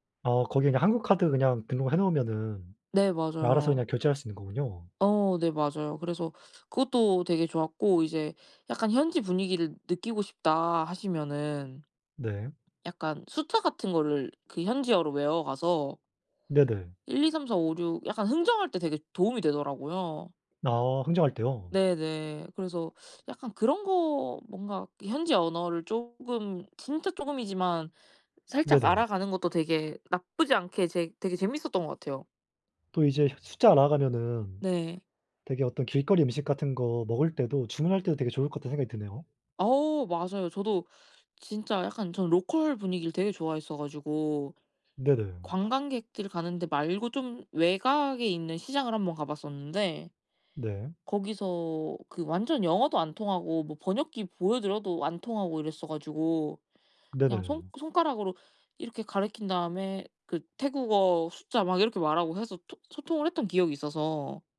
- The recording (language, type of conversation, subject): Korean, unstructured, 여행할 때 가장 중요하게 생각하는 것은 무엇인가요?
- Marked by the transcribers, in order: other background noise; in English: "local"